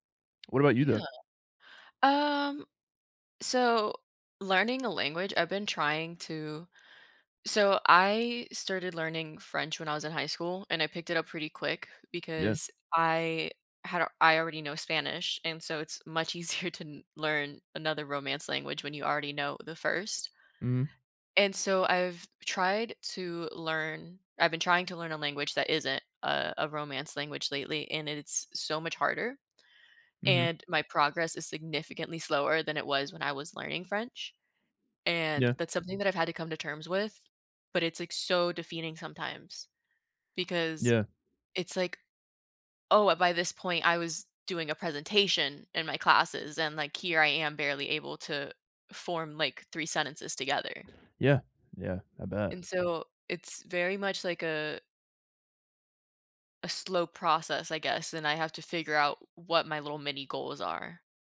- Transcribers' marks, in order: tapping; background speech
- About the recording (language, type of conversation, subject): English, unstructured, How do I stay patient yet proactive when change is slow?
- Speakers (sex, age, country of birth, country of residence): female, 20-24, Dominican Republic, United States; male, 20-24, United States, United States